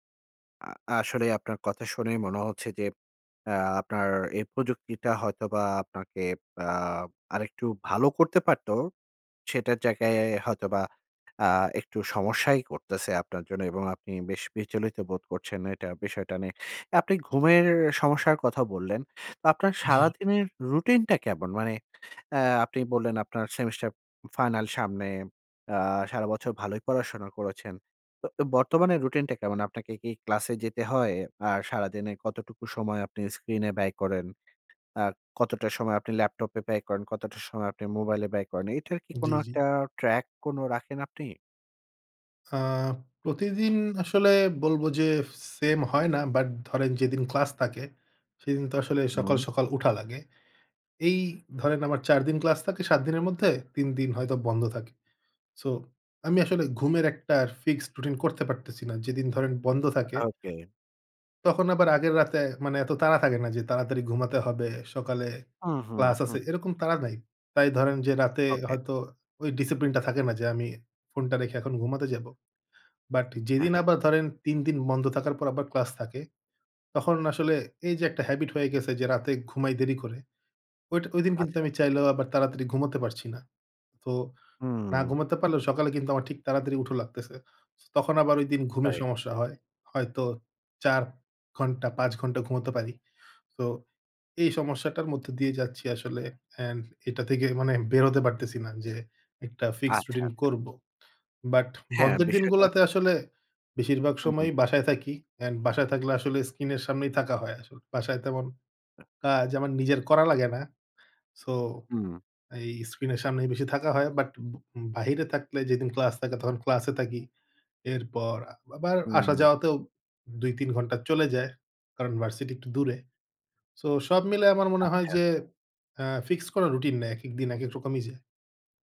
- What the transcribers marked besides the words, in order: "জায়গায়" said as "জায়গায়আয়া"; tapping; in English: "স্ক্রিন"; in English: "track"; in English: "ফিক্সড রুটিন"; in English: "discipline"; in English: "habit"; "উঠা" said as "উঠো"; in English: "ফিক্সড রুটিন"; in English: "ফিক্সড"
- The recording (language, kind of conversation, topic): Bengali, advice, বর্তমান মুহূর্তে মনোযোগ ধরে রাখতে আপনার মন বারবার কেন বিচলিত হয়?